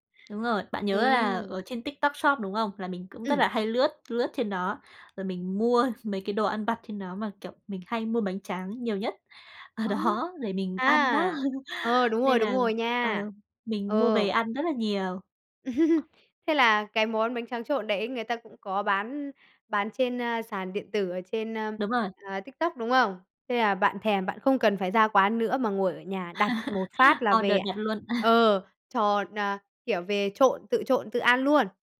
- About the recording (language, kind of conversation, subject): Vietnamese, podcast, Bạn nhớ nhất món ăn đường phố nào và vì sao?
- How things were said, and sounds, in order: tapping; laughing while speaking: "mua"; laughing while speaking: "ở đó"; laugh; laugh; other background noise; laugh